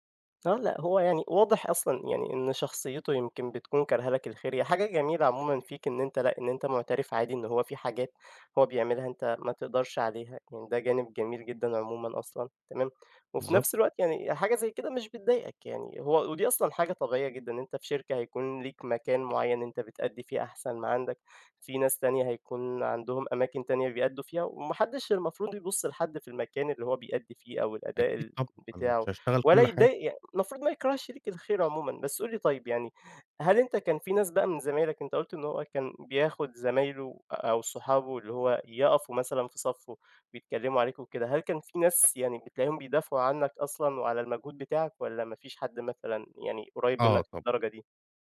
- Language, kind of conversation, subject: Arabic, advice, إزاي تتعامل لما ناقد أو زميل ينتقد شغلك الإبداعي بعنف؟
- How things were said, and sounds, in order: tapping